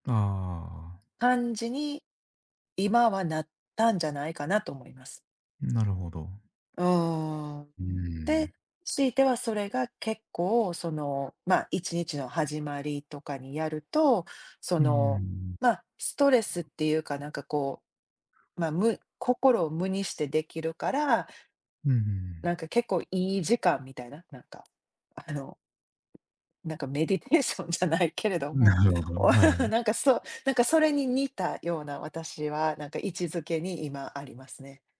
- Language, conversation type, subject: Japanese, unstructured, 怪我で運動ができなくなったら、どんな気持ちになりますか？
- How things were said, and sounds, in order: other background noise; tapping; laughing while speaking: "なんか メディテーション じゃないけれども"; in English: "メディテーション"; laugh